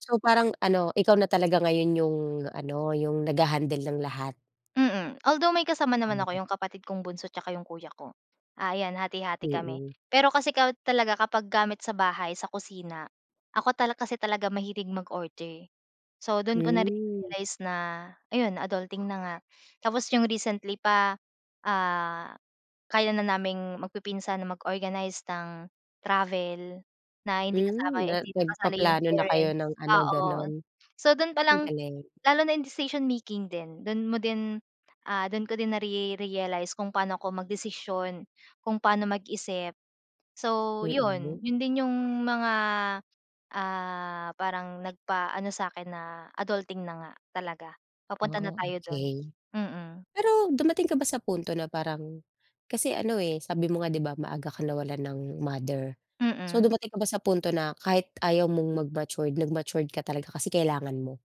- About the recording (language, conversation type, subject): Filipino, podcast, Kailan mo unang naramdaman na isa ka nang ganap na adulto?
- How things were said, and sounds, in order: other background noise; tapping; dog barking